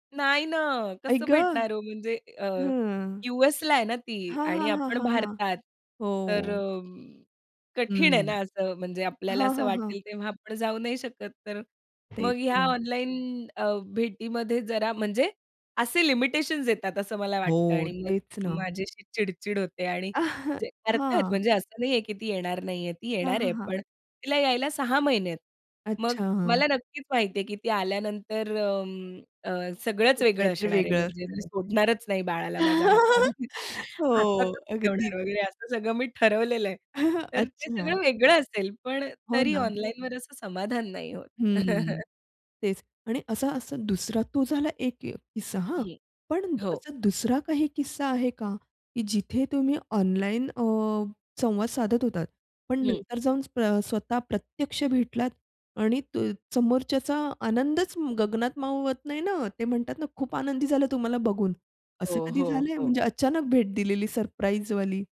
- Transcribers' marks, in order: other background noise; tapping; chuckle; chuckle; chuckle
- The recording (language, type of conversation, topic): Marathi, podcast, ऑनलाइन आणि प्रत्यक्ष संवाद यात तुम्हाला काय अधिक पसंत आहे?